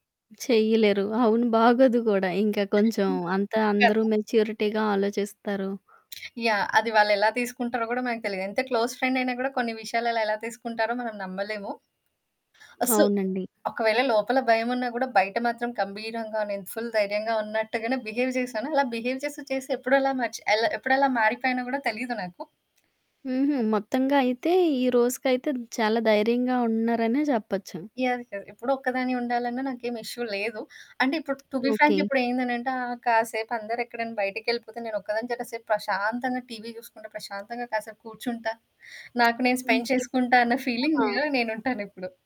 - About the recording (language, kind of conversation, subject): Telugu, podcast, ఒంటరిగా ఉండటం మీకు భయం కలిగిస్తుందా, లేక ప్రశాంతతనిస్తుందా?
- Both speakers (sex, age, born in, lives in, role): female, 30-34, India, India, guest; female, 30-34, India, India, host
- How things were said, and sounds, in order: unintelligible speech; in English: "మెచ్యూరిటీగా"; other background noise; in English: "క్లోజ్"; in English: "ఫుల్"; in English: "బిహేవ్"; in English: "బిహేవ్"; in English: "ఇష్యు"; in English: "టు బీ ఫ్రాంక్"; in English: "స్పెండ్"; in English: "ఫీలింగ్"